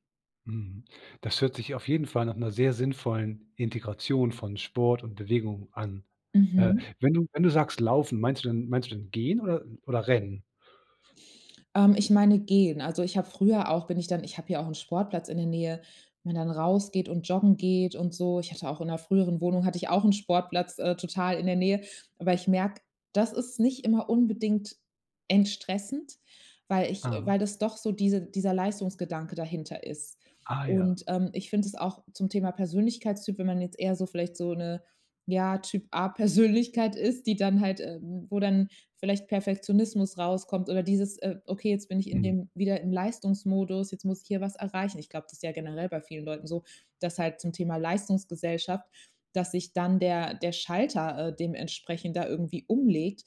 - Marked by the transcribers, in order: laughing while speaking: "Persönlichkeit"
- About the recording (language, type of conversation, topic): German, podcast, Wie integrierst du Bewegung in einen vollen Arbeitstag?